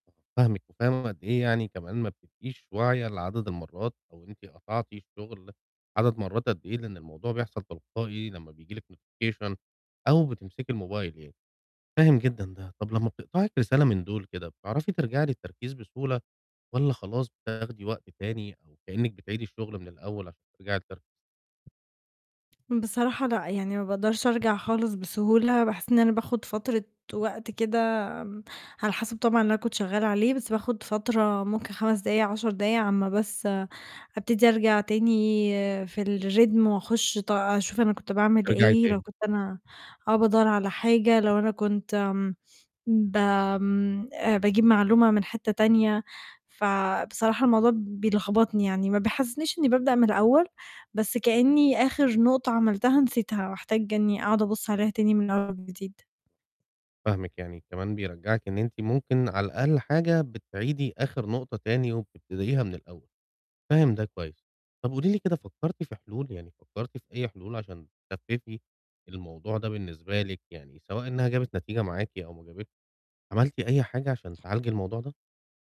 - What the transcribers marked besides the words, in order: in English: "notification"; distorted speech; tapping; in English: "الrhythm"
- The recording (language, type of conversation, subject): Arabic, advice, إزاي أقلّل الانقطاعات الرقمية عشان أركز أحسن وأنجز شغل عميق من غير تشتّت؟